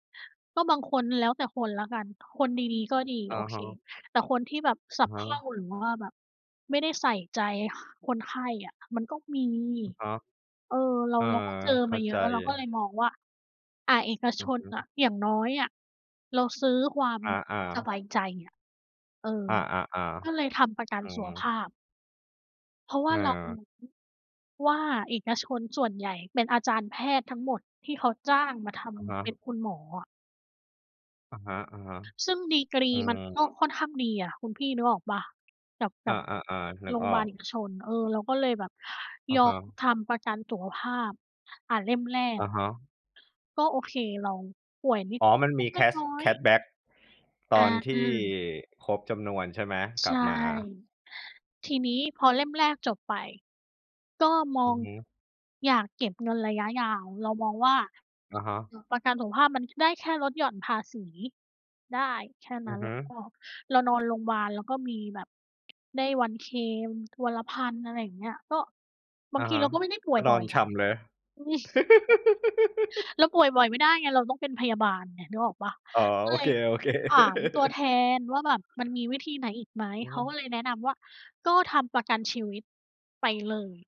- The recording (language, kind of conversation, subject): Thai, unstructured, เงินออมคืออะไร และทำไมเราควรเริ่มออมเงินตั้งแต่เด็ก?
- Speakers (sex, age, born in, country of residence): female, 30-34, Thailand, Thailand; male, 35-39, Thailand, Thailand
- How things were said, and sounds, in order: other background noise; laugh; laugh